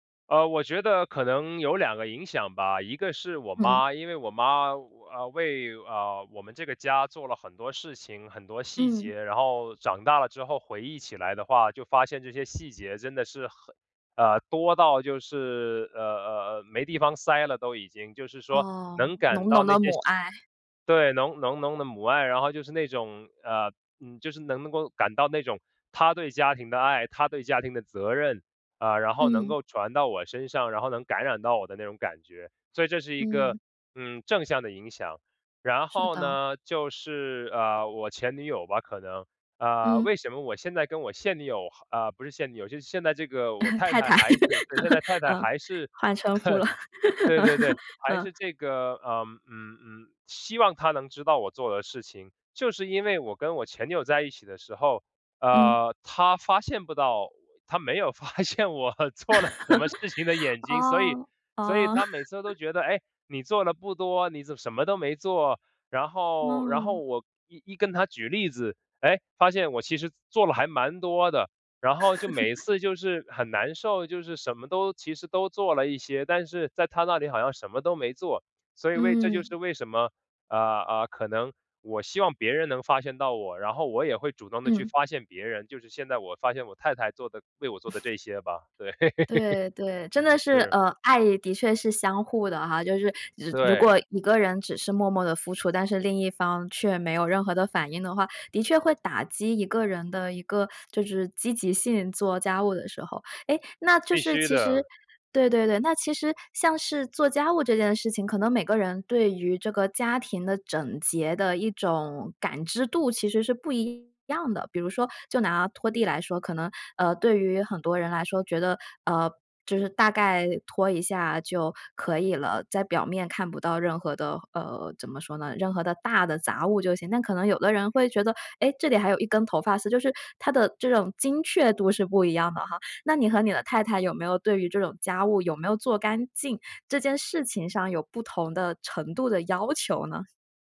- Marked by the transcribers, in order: tapping; laugh; laughing while speaking: "太太"; laugh; chuckle; laugh; laughing while speaking: "嗯"; other background noise; laughing while speaking: "发现我做了什么事情的眼睛"; laugh; laughing while speaking: "哦，哦"; laugh; laugh; other noise; laugh; laughing while speaking: "对"; laugh
- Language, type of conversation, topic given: Chinese, podcast, 你会把做家务当作表达爱的一种方式吗？